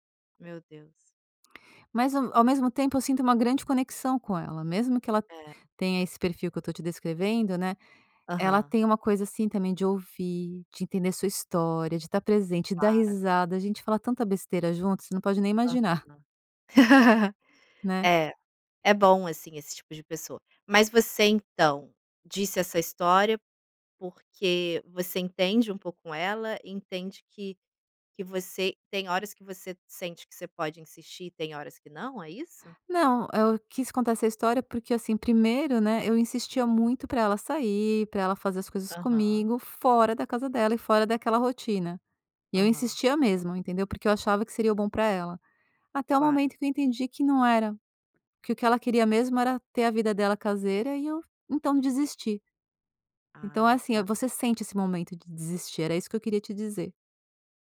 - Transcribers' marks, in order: laugh
- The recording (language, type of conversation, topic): Portuguese, podcast, Quando é a hora de insistir e quando é melhor desistir?